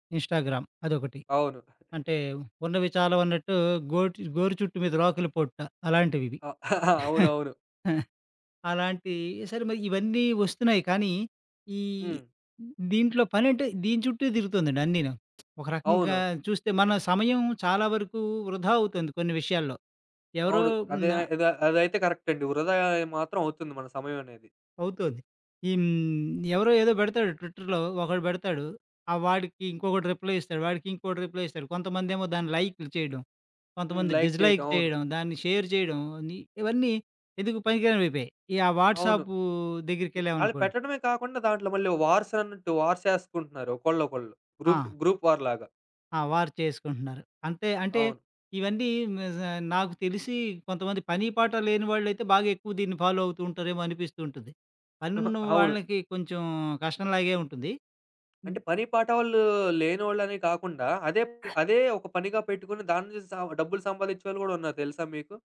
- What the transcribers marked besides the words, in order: in English: "ఇన్‌స్టాగ్రామ్"; chuckle; chuckle; other background noise; in English: "ట్విట్టర్‌లో"; in English: "రిప్లై"; in English: "రిప్లై"; tapping; in English: "లైక్"; in English: "డిజ్‌లైక్"; in English: "షేర్"; in English: "వార్స్"; in English: "గ్రూప్ వార్"; in English: "ఫాలో"
- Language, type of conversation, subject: Telugu, podcast, సామాజిక మాధ్యమాల్లో మీ పనిని సమర్థంగా ఎలా ప్రదర్శించాలి?